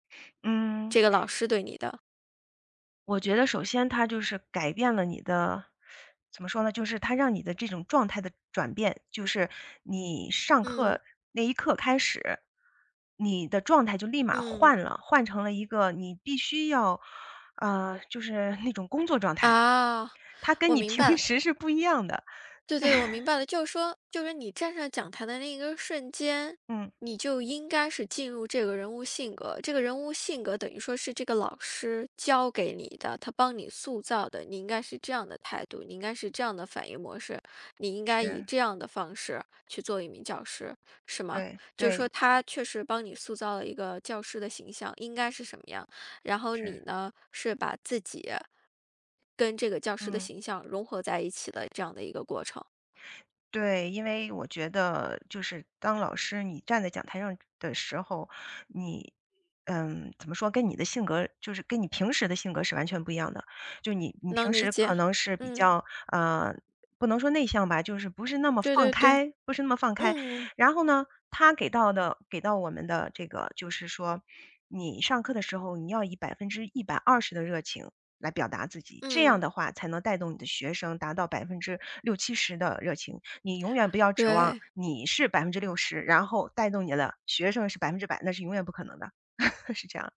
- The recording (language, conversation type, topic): Chinese, podcast, 你第一份工作对你产生了哪些影响？
- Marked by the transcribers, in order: teeth sucking; laughing while speaking: "平时"; laugh; chuckle